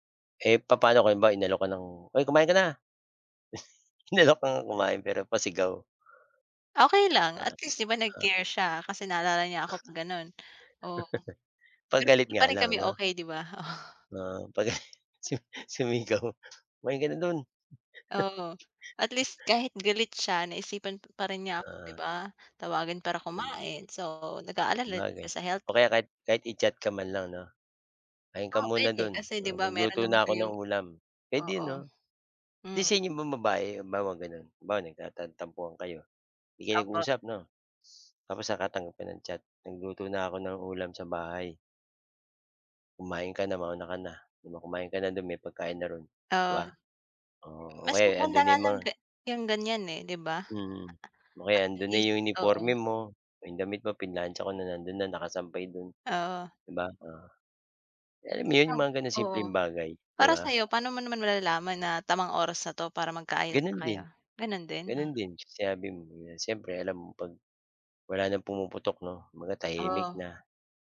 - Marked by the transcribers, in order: snort; tapping; laugh; laughing while speaking: "oh"; laughing while speaking: "'pagalit su sumigaw"; other background noise; chuckle
- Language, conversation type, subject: Filipino, unstructured, Ano ang papel ng komunikasyon sa pag-aayos ng sama ng loob?